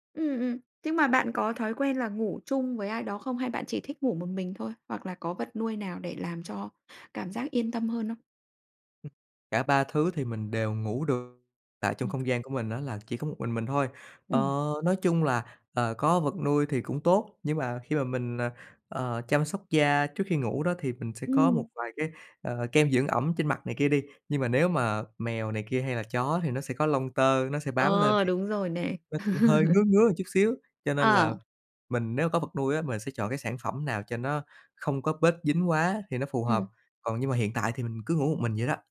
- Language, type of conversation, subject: Vietnamese, podcast, Bạn làm thế nào để duy trì giấc ngủ ngon tại nhà?
- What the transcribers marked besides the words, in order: tapping; laugh